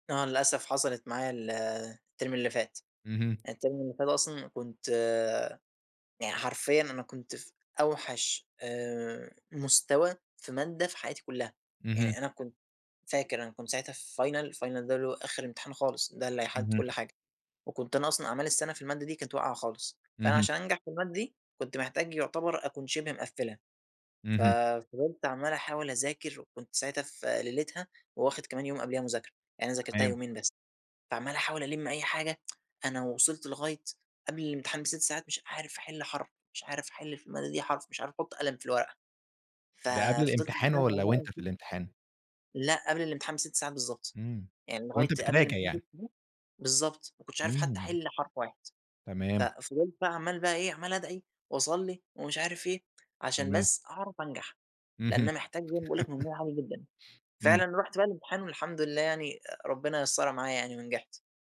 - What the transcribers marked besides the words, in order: in English: "التيرم"; in English: "التيرم"; in English: "final، الfinal"; unintelligible speech; unintelligible speech; laugh
- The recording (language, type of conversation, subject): Arabic, podcast, إزاي بتتعامل مع ضغط الامتحانات؟